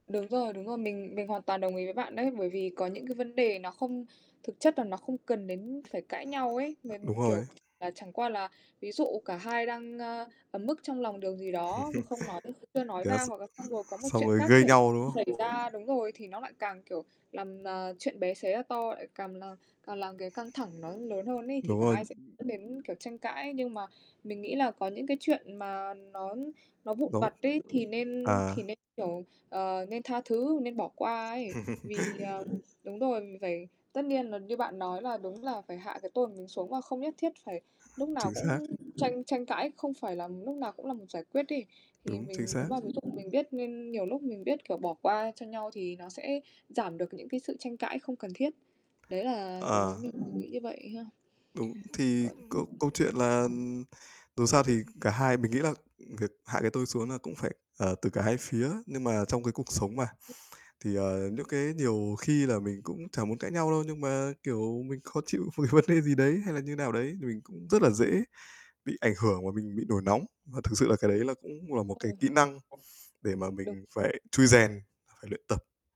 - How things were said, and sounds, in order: distorted speech; other background noise; other noise; laugh; in English: "Yes"; static; mechanical hum; laugh; tapping; unintelligible speech; laughing while speaking: "về vấn"; unintelligible speech
- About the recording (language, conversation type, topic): Vietnamese, unstructured, Làm sao để giải quyết mâu thuẫn trong tình cảm một cách hiệu quả?
- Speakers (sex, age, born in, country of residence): female, 20-24, Vietnam, United States; male, 25-29, Vietnam, Vietnam